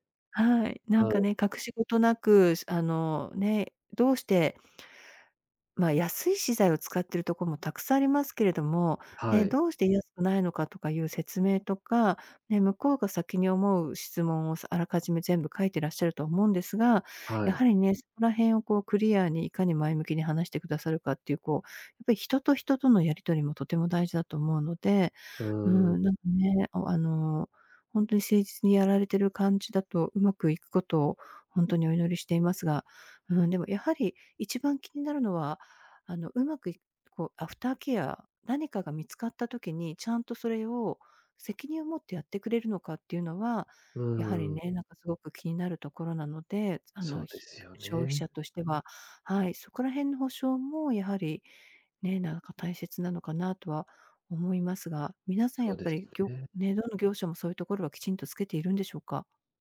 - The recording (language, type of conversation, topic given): Japanese, advice, 競合に圧倒されて自信を失っている
- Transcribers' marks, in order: unintelligible speech